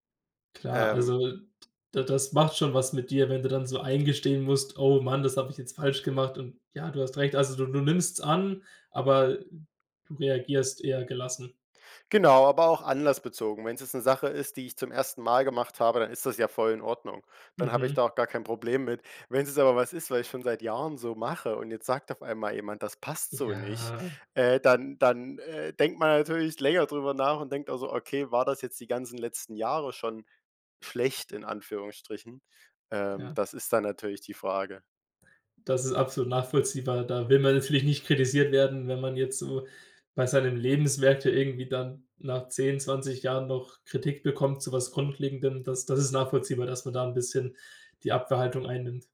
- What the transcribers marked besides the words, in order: none
- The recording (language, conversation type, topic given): German, podcast, Wie kannst du Feedback nutzen, ohne dich kleinzumachen?